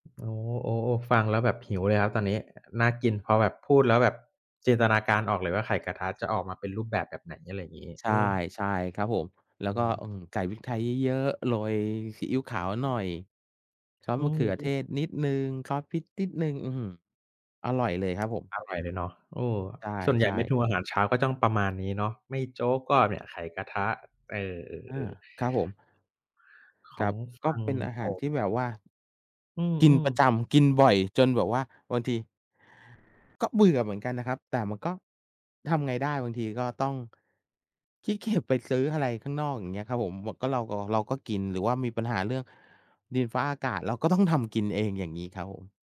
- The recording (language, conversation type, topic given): Thai, unstructured, คุณคิดว่าอาหารเช้ามีความสำคัญมากน้อยแค่ไหน?
- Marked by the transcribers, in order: tapping; other background noise